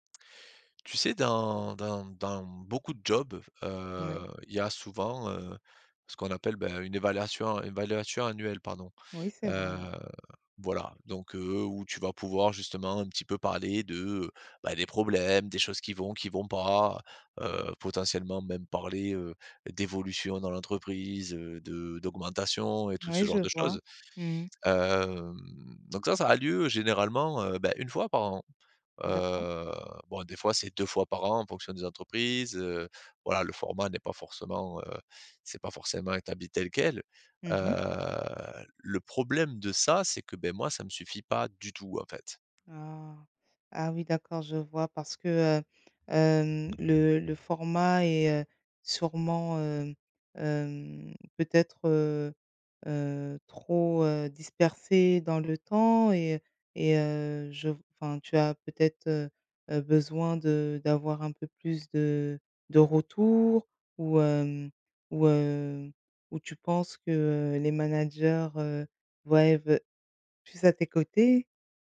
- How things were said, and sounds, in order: "évaluation-" said as "évalation"; other background noise; drawn out: "heu"
- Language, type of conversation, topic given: French, advice, Comment demander un retour honnête après une évaluation annuelle ?